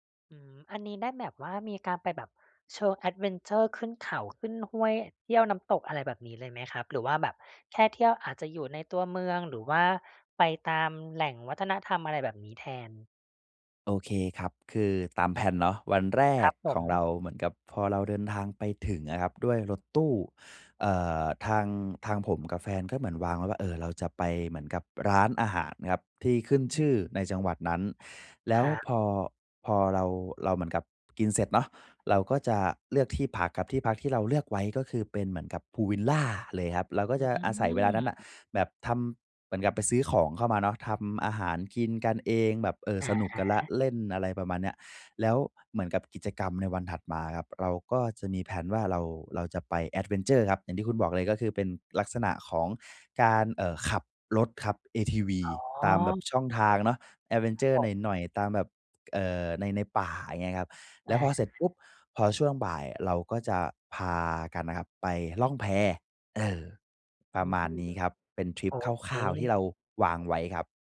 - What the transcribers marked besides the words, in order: in English: "แอดเวนเชอร์"; in English: "แอดเวนเชอร์"; other noise; in English: "แอดเวนเชอร์"
- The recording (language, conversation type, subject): Thai, advice, จะปรับตัวอย่างไรเมื่อทริปมีความไม่แน่นอน?